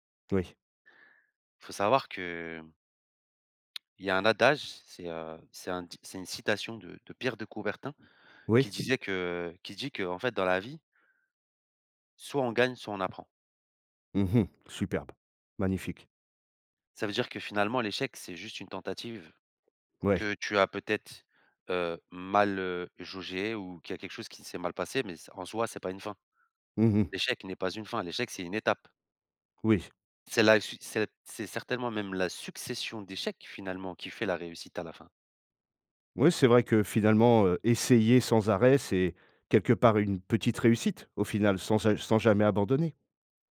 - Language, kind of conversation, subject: French, advice, Comment dépasser la peur d’échouer qui m’empêche de lancer mon projet ?
- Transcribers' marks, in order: tapping